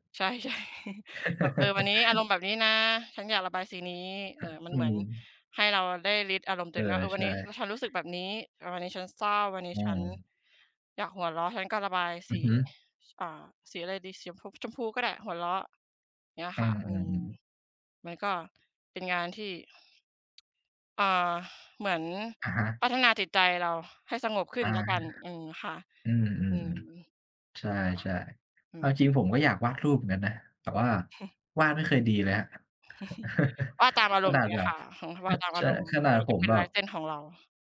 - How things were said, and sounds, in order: laughing while speaking: "ใช่ ๆ"; chuckle; chuckle; chuckle
- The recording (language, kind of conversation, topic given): Thai, unstructured, คุณคิดว่างานอดิเรกช่วยพัฒนาทักษะชีวิตได้อย่างไร?